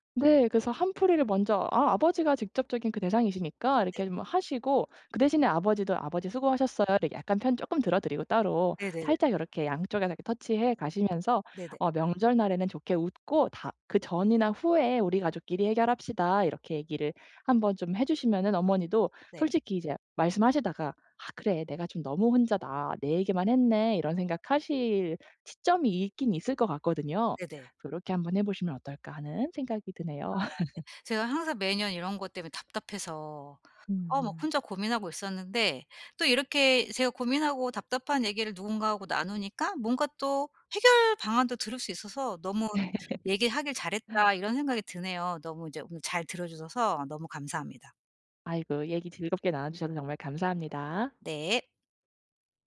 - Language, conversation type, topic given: Korean, advice, 대화 방식을 바꿔 가족 간 갈등을 줄일 수 있을까요?
- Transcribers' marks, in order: in English: "touch"; tapping; laugh; laughing while speaking: "네"; laugh